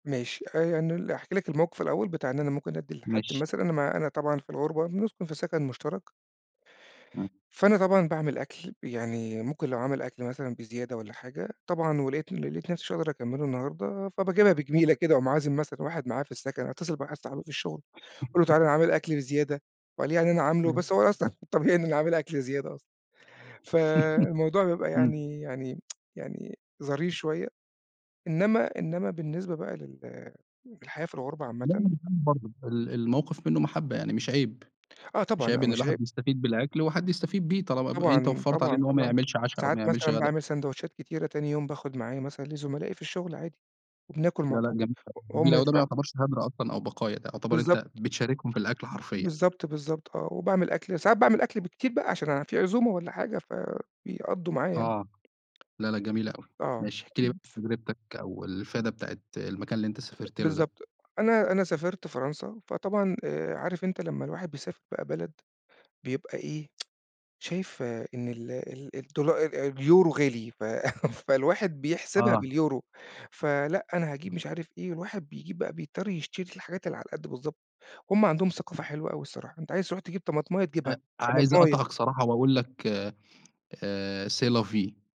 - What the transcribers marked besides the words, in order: chuckle; tapping; chuckle; tsk; unintelligible speech; tsk; chuckle; unintelligible speech; unintelligible speech; in French: "C'est la vie"
- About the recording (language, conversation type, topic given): Arabic, podcast, إنت بتتصرّف إزاي مع بواقي الأكل: بتستفيد بيها ولا بترميها؟